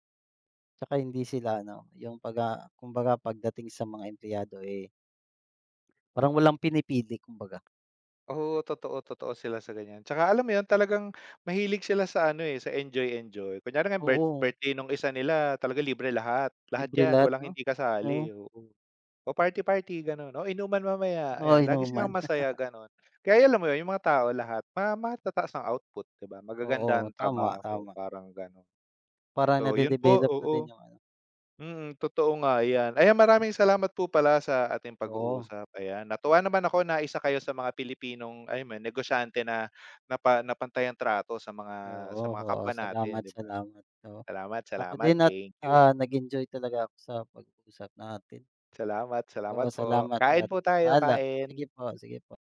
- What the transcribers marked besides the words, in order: chuckle
- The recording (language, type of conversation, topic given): Filipino, unstructured, Sa tingin mo ba patas ang pagtrato sa mga empleyado sa Pilipinas?